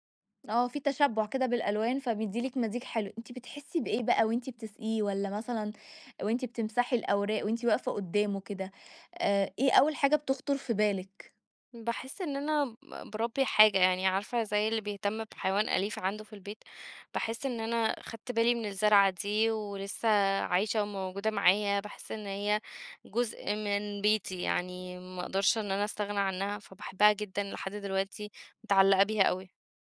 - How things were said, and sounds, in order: unintelligible speech; tapping
- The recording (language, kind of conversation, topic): Arabic, podcast, إيه النشاط اللي بترجع له لما تحب تهدأ وتفصل عن الدنيا؟